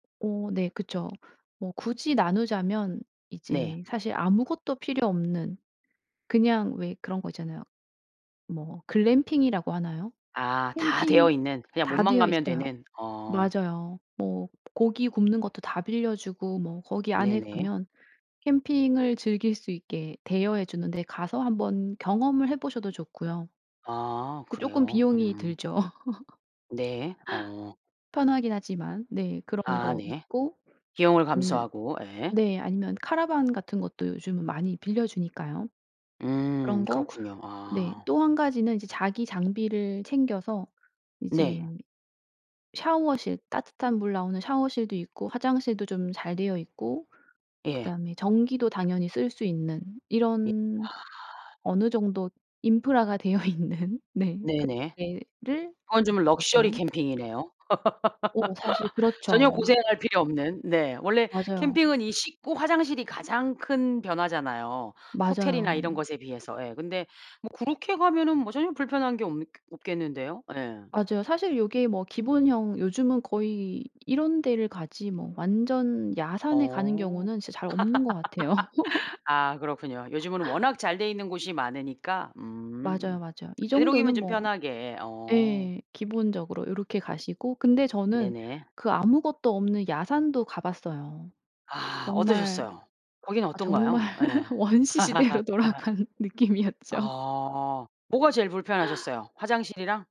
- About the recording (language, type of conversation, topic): Korean, podcast, 캠핑 초보에게 가장 중요한 팁은 무엇이라고 생각하시나요?
- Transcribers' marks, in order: other background noise; tapping; laugh; laughing while speaking: "되어 있는"; laugh; laugh; laugh; laughing while speaking: "정말 원시 시대로 돌아간 느낌이었죠"; laugh